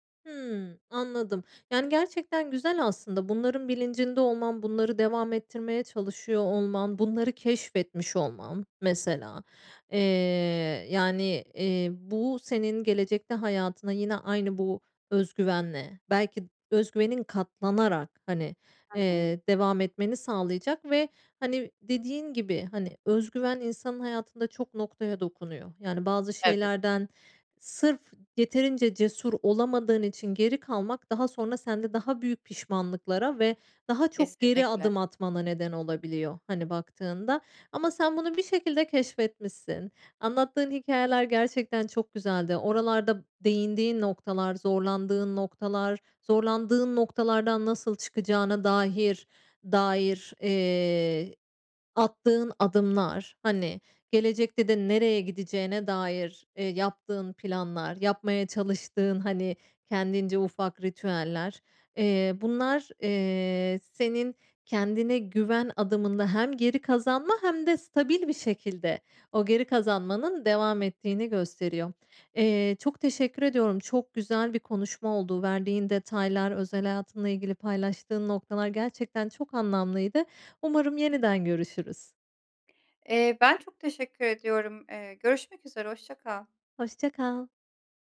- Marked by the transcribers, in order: other background noise
- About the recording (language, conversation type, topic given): Turkish, podcast, Kendine güvenini nasıl geri kazandın, anlatır mısın?